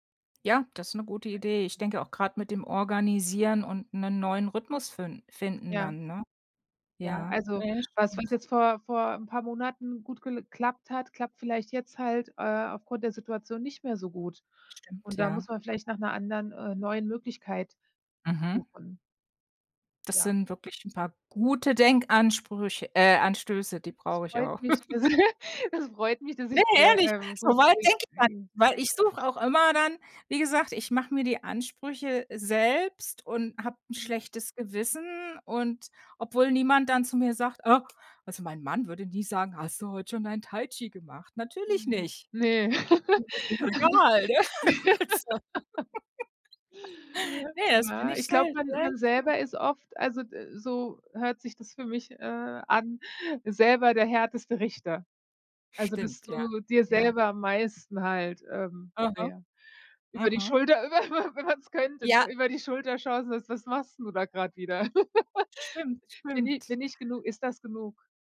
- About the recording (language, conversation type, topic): German, advice, Wie kann ich nach Urlaub oder Krankheit eine kreative Gewohnheit wieder aufnehmen, wenn mir der Wiedereinstieg schwerfällt?
- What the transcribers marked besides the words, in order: unintelligible speech; other background noise; chuckle; unintelligible speech; laugh; chuckle; laughing while speaking: "Also"; tapping; laughing while speaking: "über über"; laugh